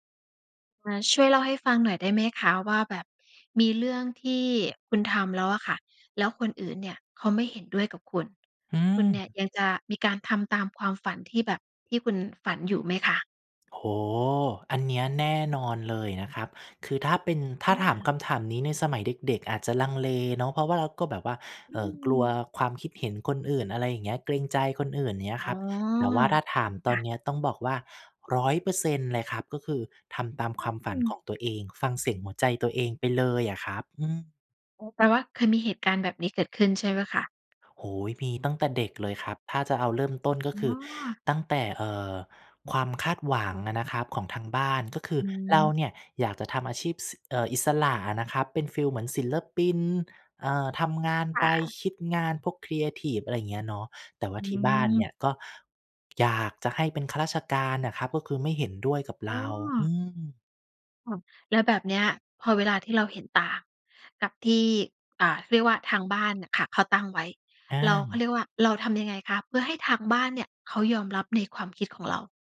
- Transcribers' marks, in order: other background noise
- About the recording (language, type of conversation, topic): Thai, podcast, ถ้าคนอื่นไม่เห็นด้วย คุณยังทำตามความฝันไหม?